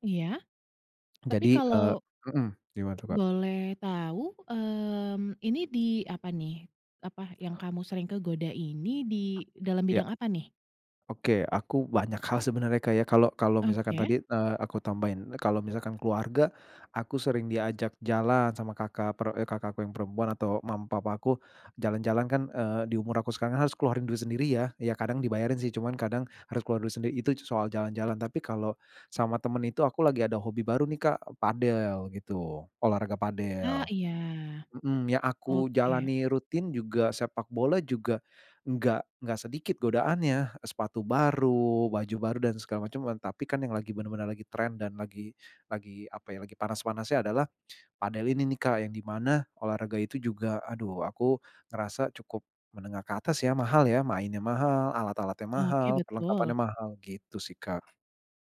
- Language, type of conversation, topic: Indonesian, advice, Bagaimana cara menghadapi tekanan dari teman atau keluarga untuk mengikuti gaya hidup konsumtif?
- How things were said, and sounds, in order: other background noise